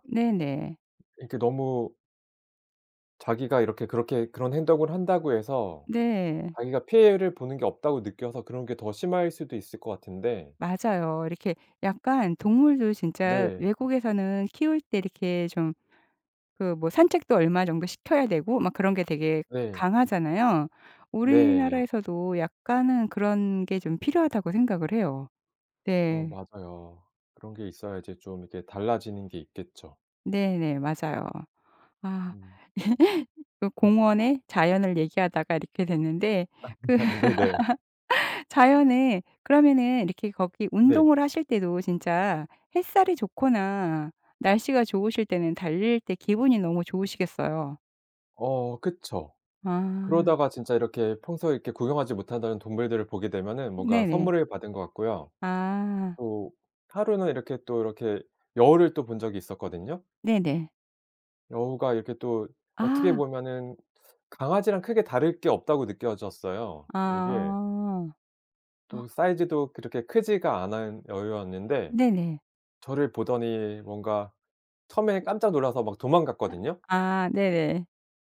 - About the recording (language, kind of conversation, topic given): Korean, podcast, 자연이 위로가 됐던 순간을 들려주실래요?
- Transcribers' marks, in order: other background noise; laugh; laugh; gasp